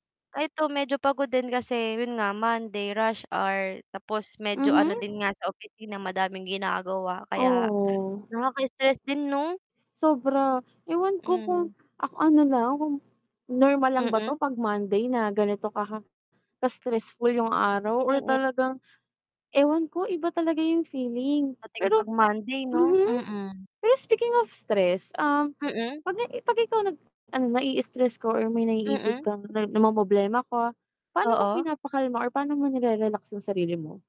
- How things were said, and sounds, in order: distorted speech; static
- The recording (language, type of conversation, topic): Filipino, unstructured, Paano mo pinapawi ang pagkapagod at pag-aalala matapos ang isang mahirap na araw?
- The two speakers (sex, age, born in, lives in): female, 20-24, Philippines, Philippines; female, 25-29, Philippines, Philippines